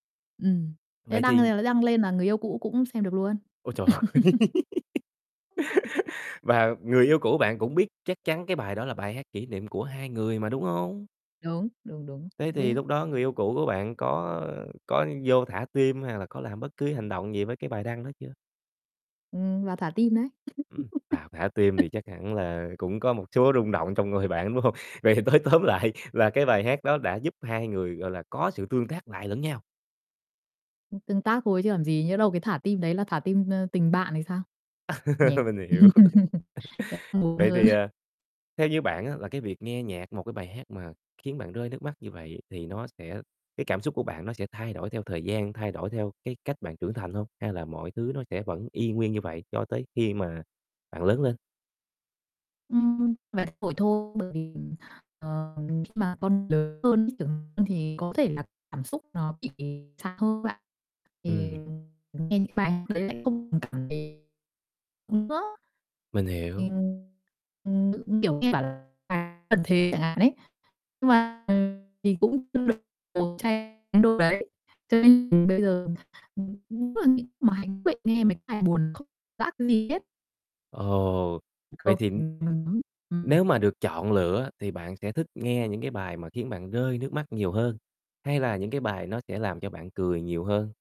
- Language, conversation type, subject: Vietnamese, podcast, Có ca khúc nào từng khiến bạn rơi nước mắt không?
- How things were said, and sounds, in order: laughing while speaking: "ơi!"; laugh; tapping; laugh; distorted speech; laugh; laughing while speaking: "hông?"; laughing while speaking: "nói tóm lại"; laugh; laughing while speaking: "hiểu"; laugh; chuckle; unintelligible speech; unintelligible speech; unintelligible speech